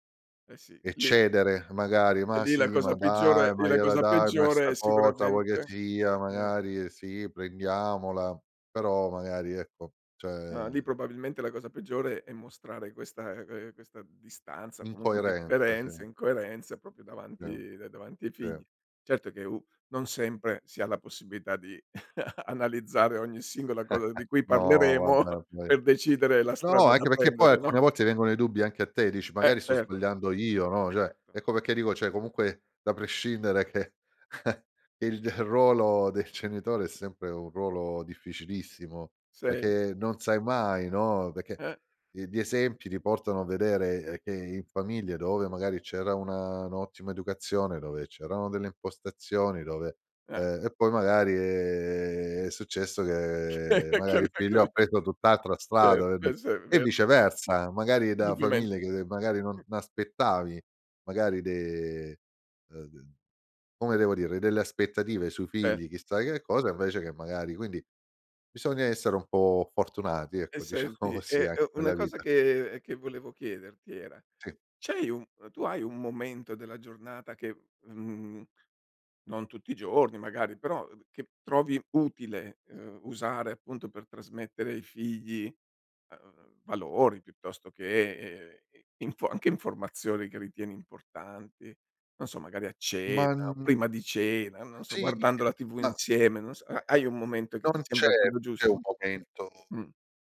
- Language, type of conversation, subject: Italian, podcast, Com'è cambiato il rapporto tra genitori e figli rispetto al passato?
- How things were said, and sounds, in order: "proprio" said as "propio"; chuckle; "cioè" said as "ceh"; "cioè" said as "ceh"; laughing while speaking: "che il d"; chuckle; laughing while speaking: "del genitore"; unintelligible speech; laughing while speaking: "diciamo così"; tapping; background speech